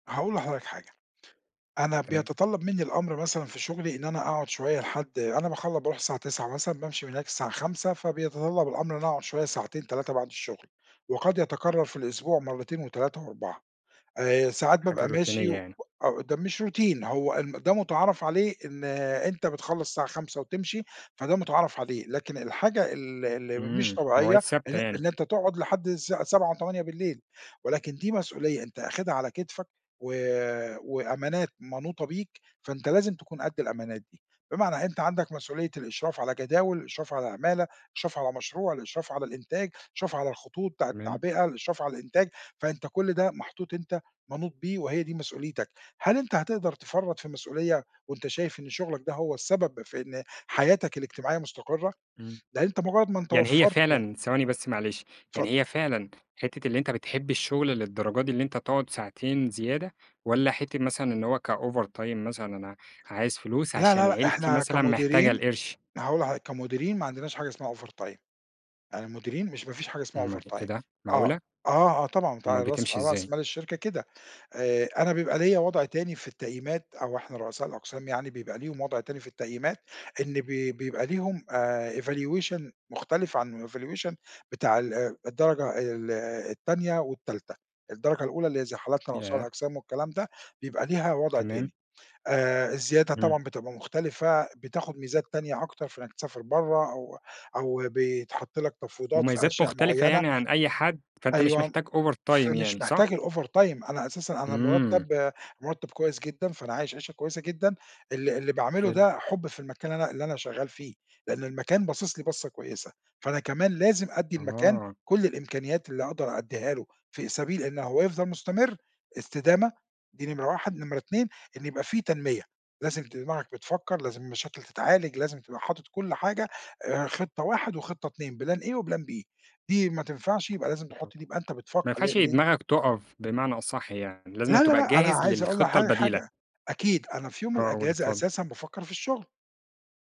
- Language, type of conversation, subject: Arabic, podcast, إزاي بتحافظ على التوازن بين الشغل وحياتك؟
- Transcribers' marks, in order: in English: "روتينية"; in English: "Routine"; in English: "كover time"; in English: "overtime"; in English: "overtime"; in English: "evaluation"; in English: "evaluation"; in English: "overtime"; in English: "الovertime"; in English: "plan A"; in English: "plan B"